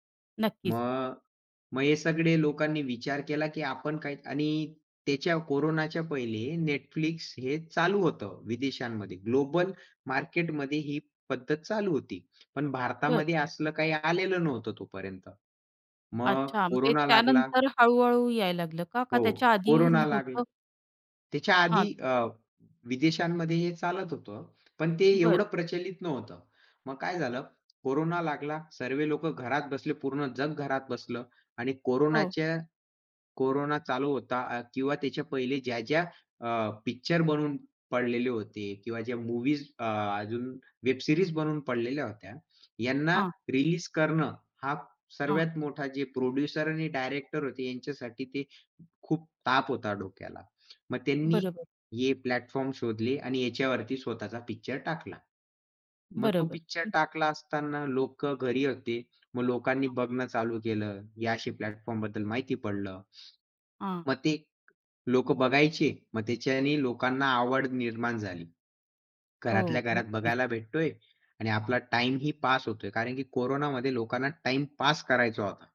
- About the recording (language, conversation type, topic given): Marathi, podcast, स्ट्रीमिंगमुळे सिनेसृष्टीत झालेले बदल तुमच्या अनुभवातून काय सांगतात?
- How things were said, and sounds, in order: tapping; in English: "वेब सीरीज"; in English: "प्रोड्युसर"; in English: "प्लॅटफॉर्म"; in English: "प्लॅटफॉर्मबद्दल"